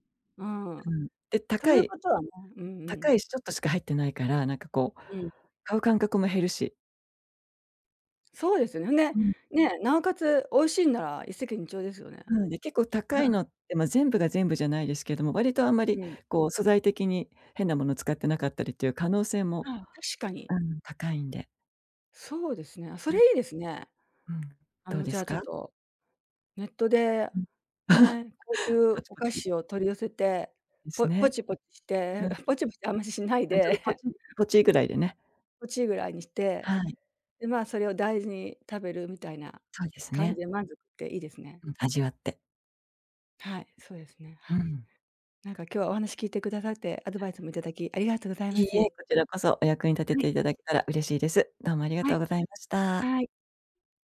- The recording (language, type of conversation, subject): Japanese, advice, 買い物で一時的な幸福感を求めてしまう衝動買いを減らすにはどうすればいいですか？
- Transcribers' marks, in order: chuckle; chuckle; chuckle; other background noise; tapping